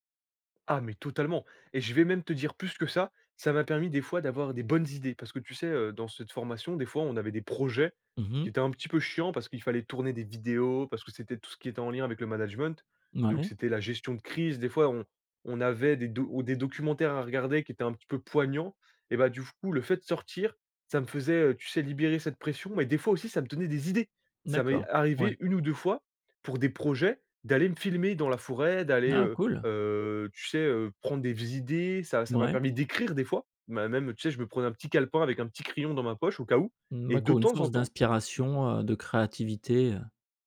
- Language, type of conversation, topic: French, podcast, Quel est l’endroit qui t’a calmé et apaisé l’esprit ?
- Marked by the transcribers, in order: stressed: "bonnes idées"; stressed: "projets"; stressed: "poignants"; anticipating: "ça me donnait des idées"; tapping; stressed: "d'écrire"; other background noise